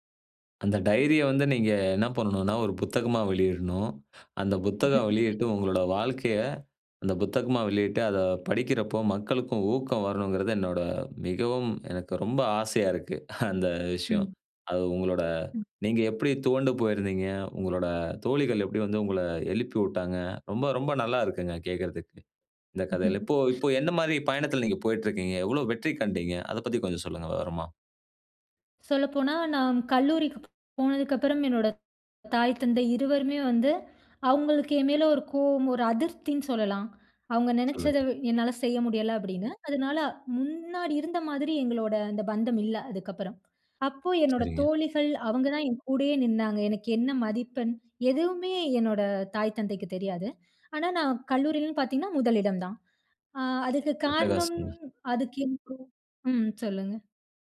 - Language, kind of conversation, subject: Tamil, podcast, தோல்வியிலிருந்து நீங்கள் கற்றுக்கொண்ட வாழ்க்கைப் பாடம் என்ன?
- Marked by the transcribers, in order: other background noise; chuckle; laughing while speaking: "அந்த"; "விட்டாங்க" said as "உட்டாங்க"; chuckle; unintelligible speech